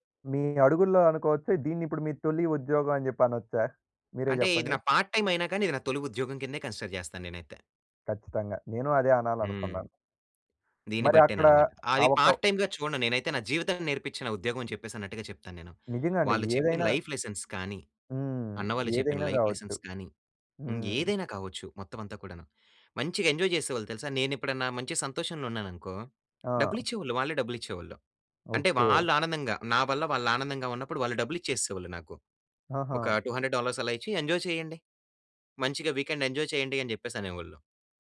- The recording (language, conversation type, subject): Telugu, podcast, మీ తొలి ఉద్యోగాన్ని ప్రారంభించినప్పుడు మీ అనుభవం ఎలా ఉండింది?
- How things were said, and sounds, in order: in English: "పార్ట్‌టైం"; in English: "కన్సిడర్"; in English: "పార్ట్ టైమ్‌గా"; in English: "లైఫ్ లెసన్స్"; in English: "లైఫ్ లెసన్స్"; in English: "ఎంజాయ్"; in English: "టూ హండ్రెడ్ డాలర్స్"; in English: "ఎంజాయ్"; in English: "వీకెండ్ ఎంజాయ్"